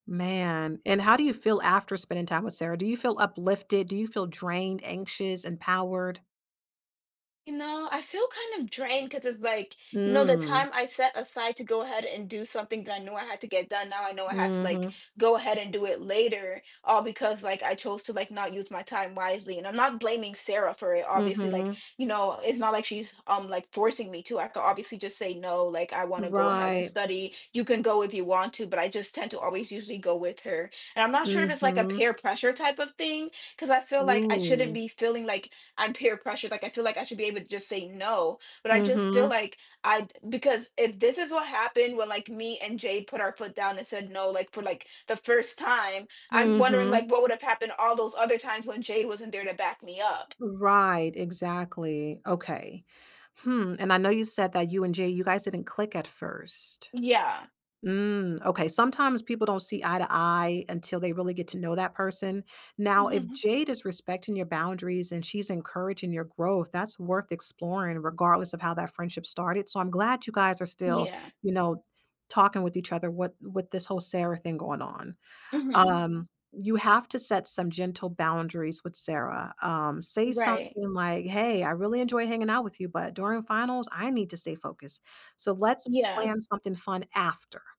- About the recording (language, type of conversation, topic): English, advice, How can I improve my work-life balance?
- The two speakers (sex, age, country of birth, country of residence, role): female, 20-24, United States, United States, user; female, 35-39, United States, United States, advisor
- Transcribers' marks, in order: tapping; other background noise; background speech